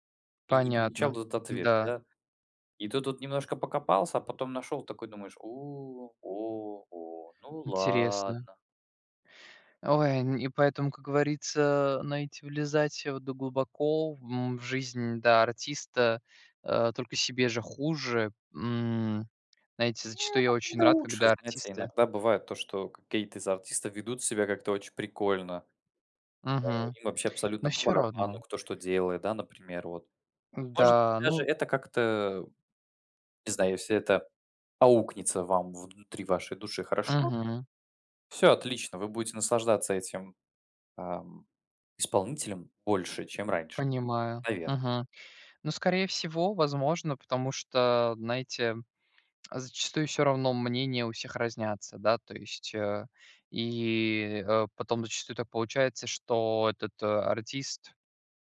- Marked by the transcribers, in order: drawn out: "ладно"; tapping
- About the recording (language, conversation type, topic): Russian, unstructured, Стоит ли бойкотировать артиста из-за его личных убеждений?